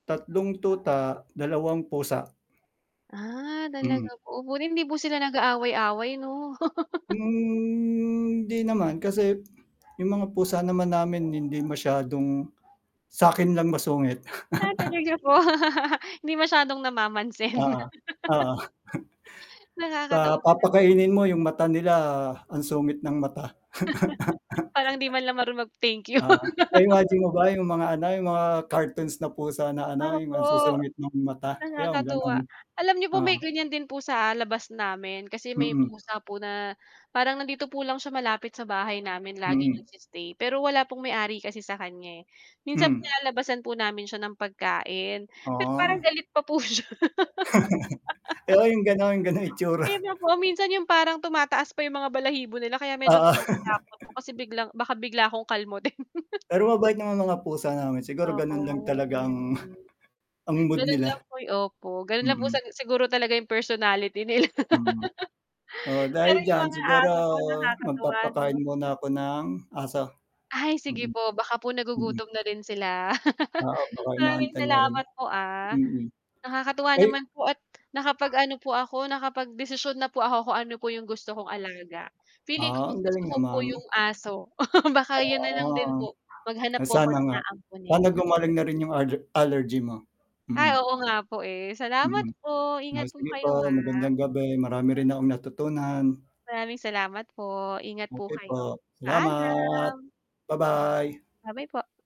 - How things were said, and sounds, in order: tapping; other background noise; laugh; drawn out: "Hmm"; dog barking; chuckle; laugh; static; laugh; chuckle; chuckle; laugh; chuckle; laughing while speaking: "siya"; laughing while speaking: "ganung itsura"; distorted speech; chuckle; laughing while speaking: "kalmutin"; laughing while speaking: "talagang"; laughing while speaking: "nila"; laugh; chuckle; chuckle
- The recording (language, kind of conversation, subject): Filipino, unstructured, Ano ang mas gusto mo, aso o pusa?
- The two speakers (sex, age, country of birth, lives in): female, 30-34, Philippines, Philippines; male, 40-44, Philippines, Philippines